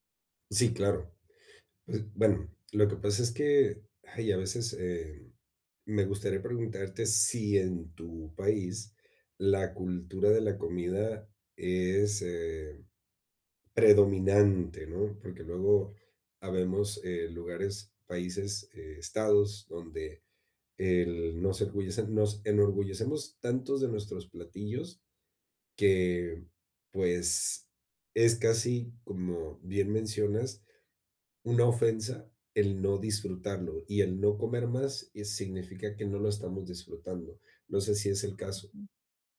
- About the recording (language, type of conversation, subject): Spanish, advice, ¿Cómo puedo manejar la presión social para comer cuando salgo con otras personas?
- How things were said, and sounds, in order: none